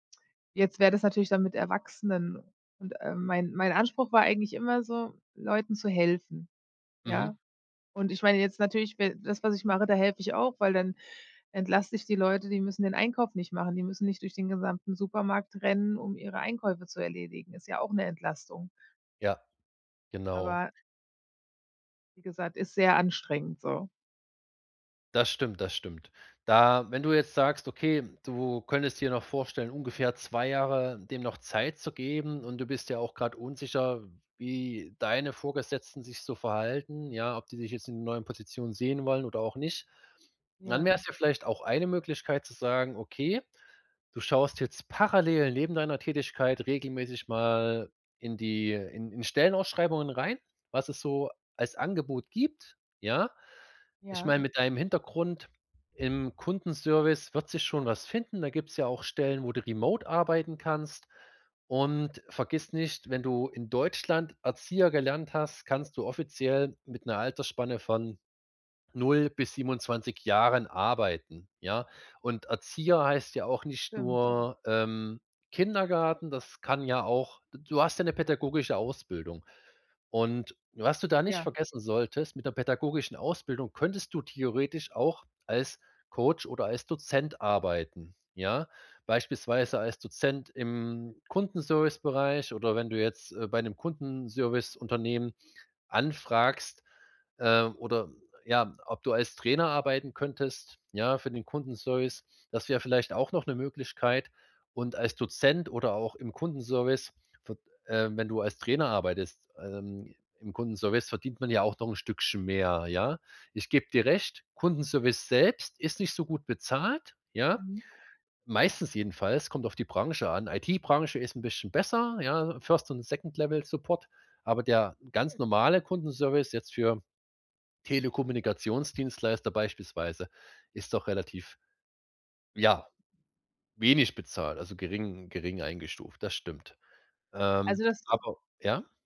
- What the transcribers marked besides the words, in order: stressed: "parallel"; in English: "remote"; tapping; other background noise
- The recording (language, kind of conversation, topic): German, advice, Ist jetzt der richtige Zeitpunkt für einen Jobwechsel?